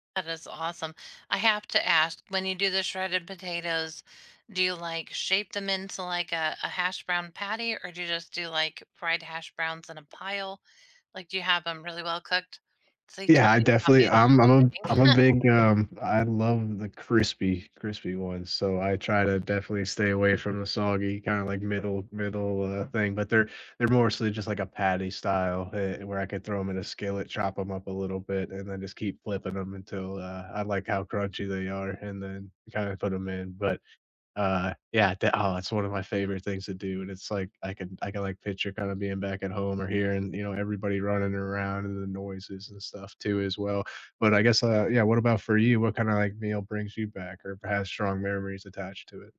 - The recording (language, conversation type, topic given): English, unstructured, What meal brings back strong memories for you?
- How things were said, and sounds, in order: unintelligible speech; laugh